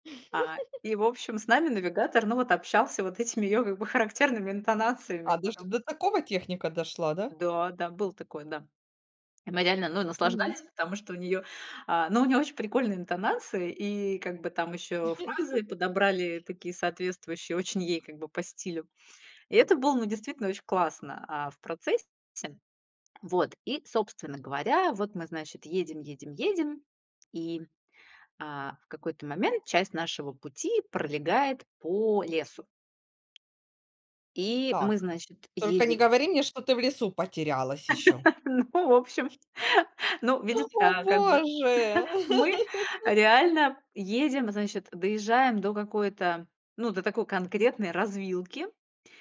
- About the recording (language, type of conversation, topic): Russian, podcast, Расскажи о случае, когда ты по-настоящему потерялся(лась) в поездке?
- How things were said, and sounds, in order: chuckle; chuckle; tapping; laugh; chuckle; other background noise; chuckle; laugh